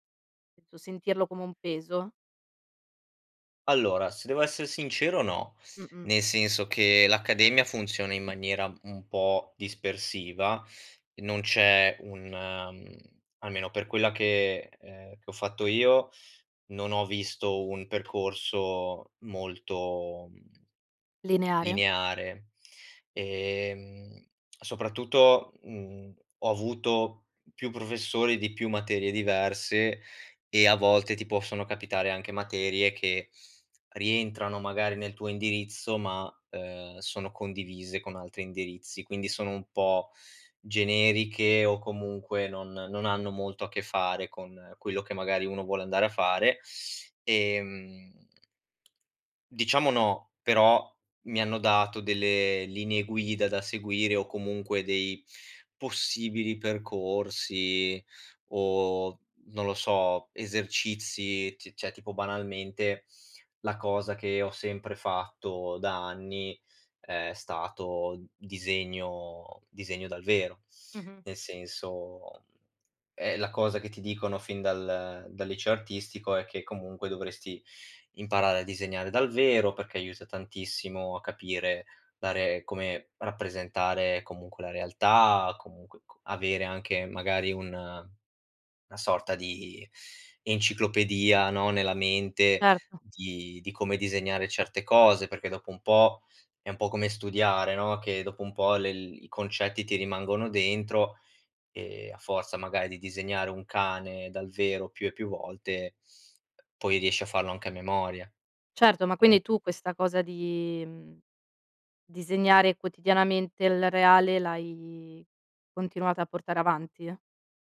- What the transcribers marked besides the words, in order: tapping; "cioè" said as "ceh"
- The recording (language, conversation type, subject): Italian, podcast, Come bilanci divertimento e disciplina nelle tue attività artistiche?